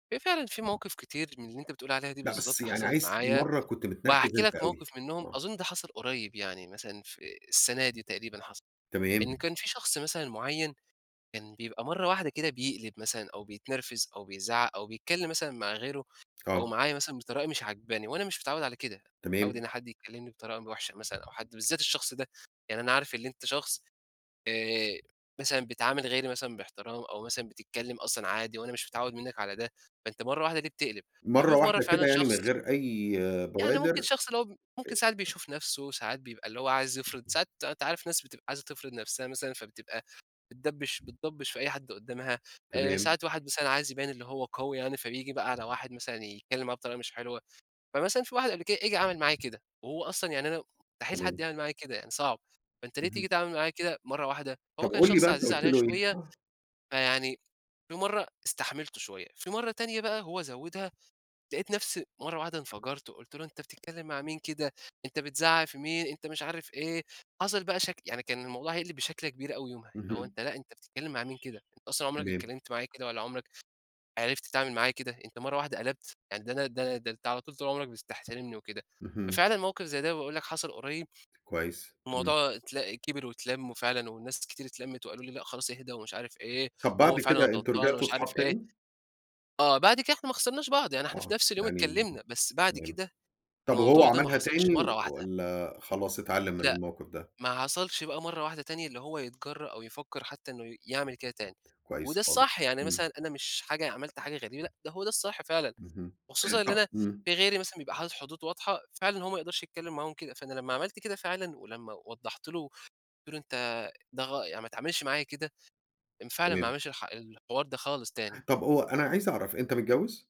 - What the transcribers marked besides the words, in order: other background noise; tapping; unintelligible speech; horn; gasp
- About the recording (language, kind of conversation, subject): Arabic, podcast, إزاي بتعرف حدودك وتحطّها للناس؟